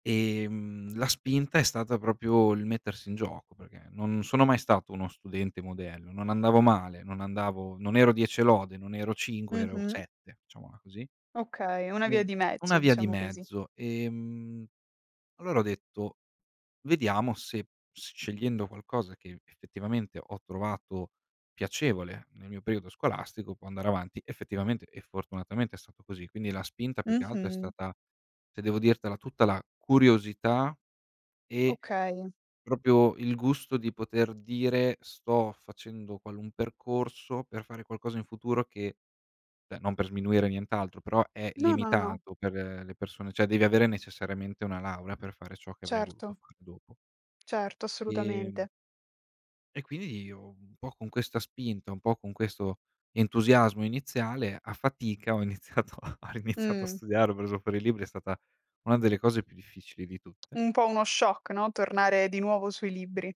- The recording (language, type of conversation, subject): Italian, podcast, Hai mai cambiato carriera e com’è andata?
- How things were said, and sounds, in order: "proprio" said as "propio"; "proprio" said as "propio"; "cioè" said as "ceh"; "cioè" said as "ceh"; "quindi" said as "quidi"; laughing while speaking: "iniziato a ha riniziato a studiare"; tapping